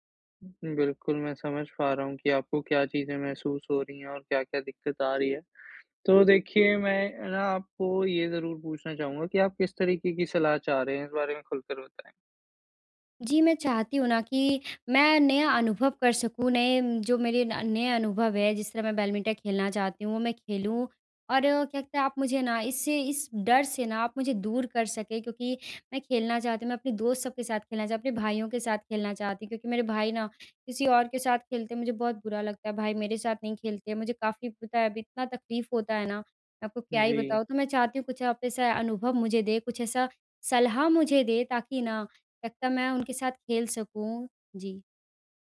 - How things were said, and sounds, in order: "बैडमिंटन" said as "बैलमिंटन"
- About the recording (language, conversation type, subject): Hindi, advice, नए अनुभव आज़माने के डर को कैसे दूर करूँ?